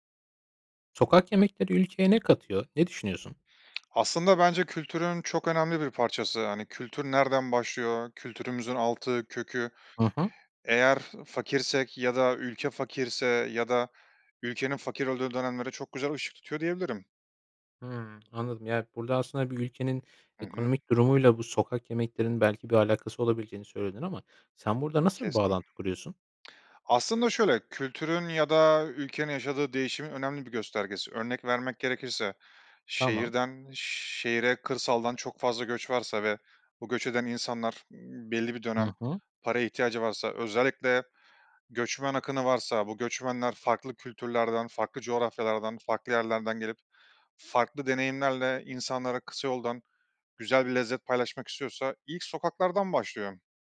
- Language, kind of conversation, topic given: Turkish, podcast, Sokak yemekleri bir ülkeye ne katar, bu konuda ne düşünüyorsun?
- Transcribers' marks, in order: other background noise; tapping; other noise